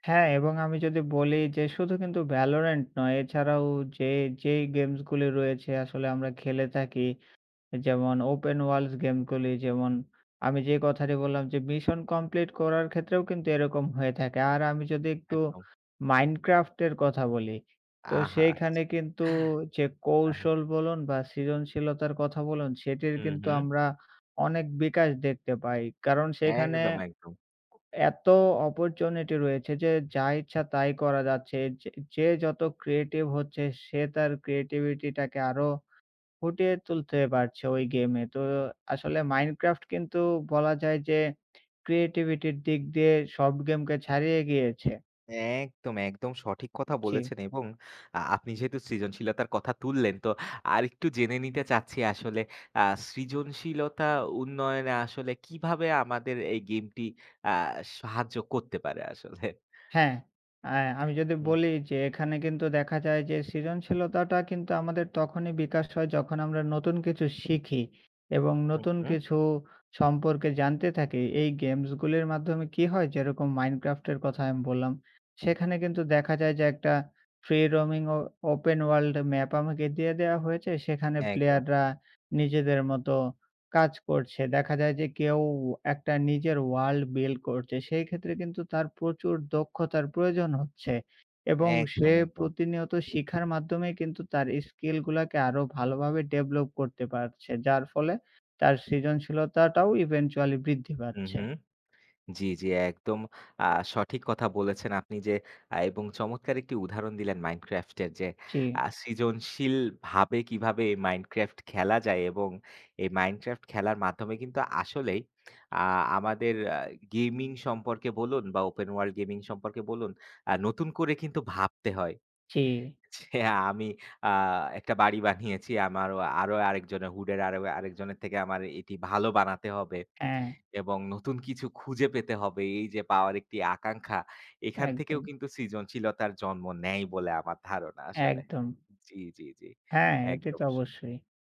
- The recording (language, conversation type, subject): Bengali, unstructured, গেমিং কি আমাদের সৃজনশীলতাকে উজ্জীবিত করে?
- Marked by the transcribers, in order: tapping; other background noise; other noise; chuckle; lip smack; laughing while speaking: "আসলে?"; lip smack; in English: "ইভেনচুয়ালি"; lip smack; laughing while speaking: "যে আমি"; laughing while speaking: "বাড়ি বানিয়েছি"